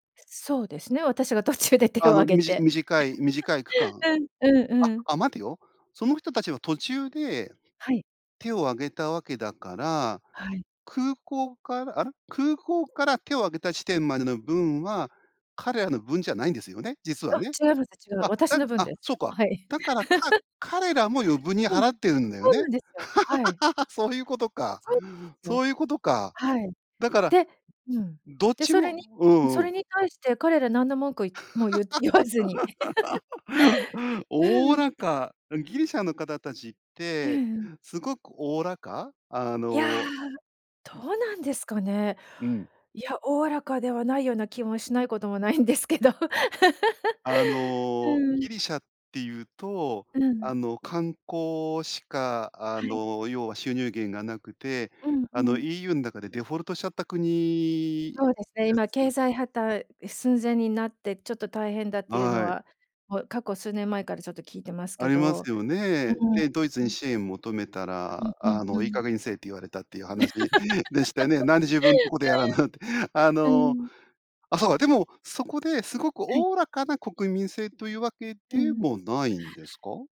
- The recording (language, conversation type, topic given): Japanese, podcast, 旅先で驚いた文化の違いは何でしたか？
- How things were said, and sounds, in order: laughing while speaking: "途中で手を挙げて。うん"; other background noise; laugh; chuckle; laugh; laughing while speaking: "言わずに"; laugh; laughing while speaking: "ないんですけど"; laugh; "経済破綻" said as "けいざいはたう"; laugh; chuckle; laughing while speaking: "やらんなって"